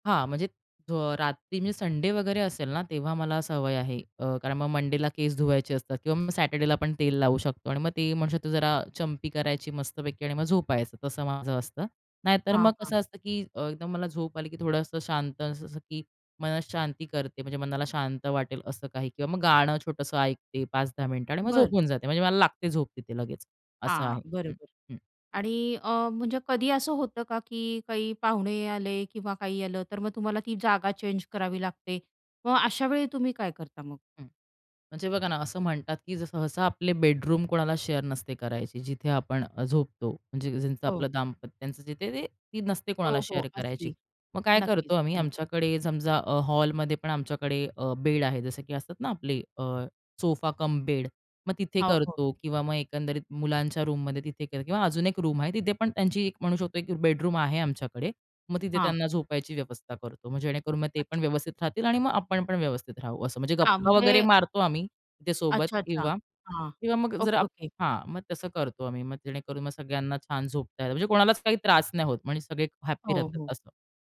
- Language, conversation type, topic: Marathi, podcast, झोपेची जागा अधिक आरामदायी कशी बनवता?
- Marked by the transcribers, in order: other background noise; in English: "चेंज"; in English: "बेडरूम"; in English: "शेअर"; in English: "शेअर"; tapping; in English: "बेडरूम"